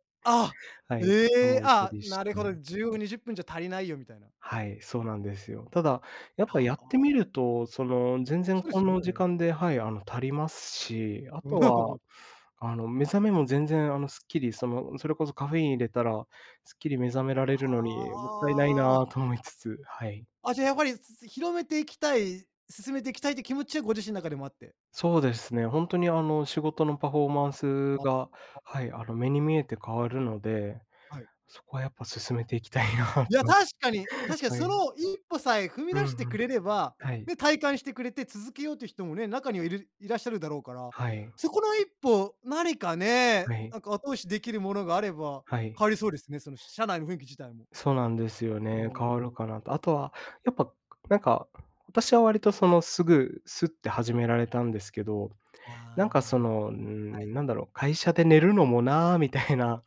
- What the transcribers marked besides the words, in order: laugh; drawn out: "はあ"; laughing while speaking: "勧めていきたいなと"; anticipating: "いや、確かに"
- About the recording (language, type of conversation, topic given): Japanese, podcast, 仕事でストレスを感じたとき、どんな対処をしていますか？